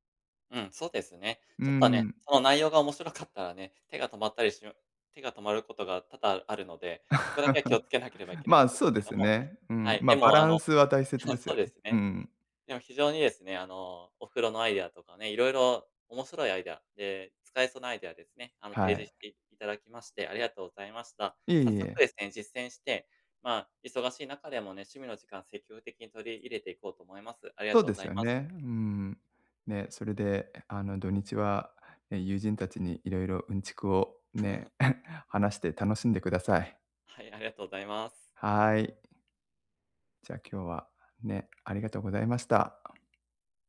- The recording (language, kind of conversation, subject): Japanese, advice, 仕事や家事で忙しくて趣味の時間が取れないとき、どうすれば時間を確保できますか？
- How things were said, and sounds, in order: laugh; tapping; laugh; chuckle